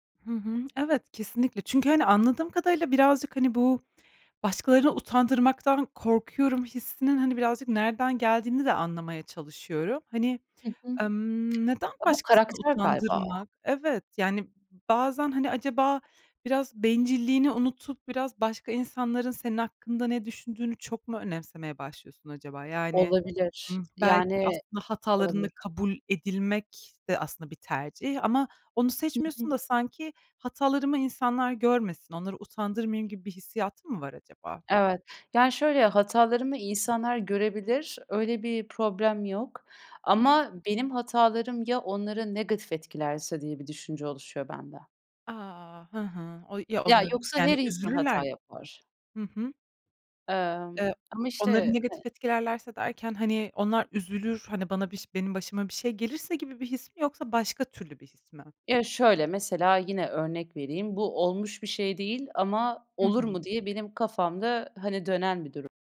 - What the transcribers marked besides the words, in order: tapping
- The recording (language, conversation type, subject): Turkish, podcast, Hayatınızdaki en büyük engeli nasıl aştınız?